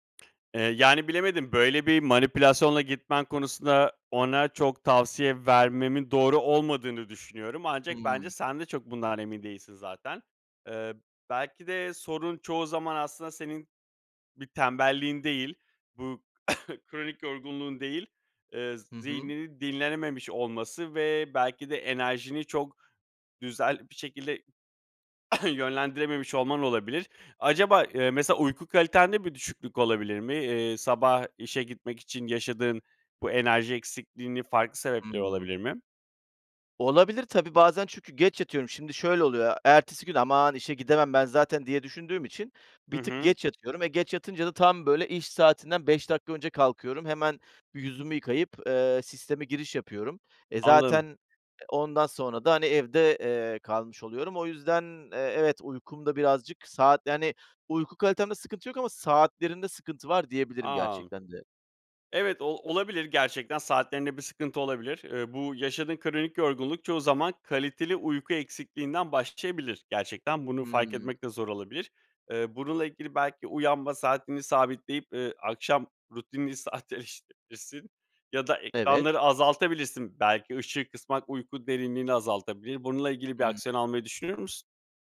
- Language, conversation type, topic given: Turkish, advice, Kronik yorgunluk nedeniyle her sabah işe gitmek istemem normal mi?
- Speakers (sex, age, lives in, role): male, 35-39, Greece, advisor; male, 40-44, Greece, user
- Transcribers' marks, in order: other background noise; cough; cough